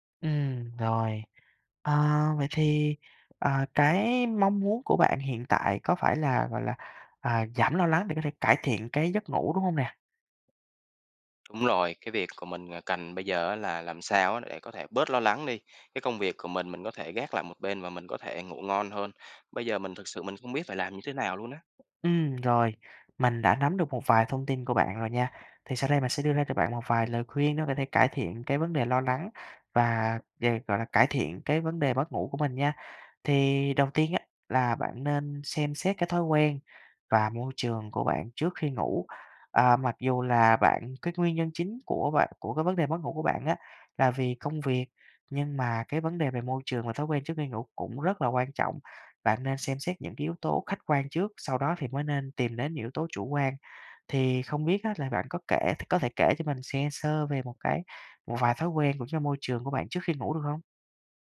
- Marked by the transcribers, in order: tapping; other background noise
- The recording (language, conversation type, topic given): Vietnamese, advice, Làm thế nào để giảm lo lắng và mất ngủ do suy nghĩ về công việc?